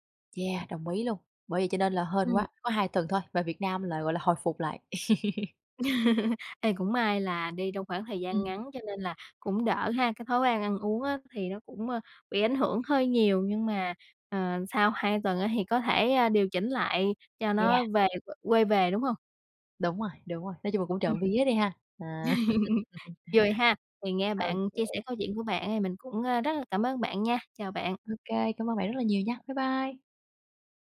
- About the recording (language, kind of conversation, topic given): Vietnamese, podcast, Bạn thay đổi thói quen ăn uống thế nào khi đi xa?
- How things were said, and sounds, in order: laugh; other background noise; laugh; laugh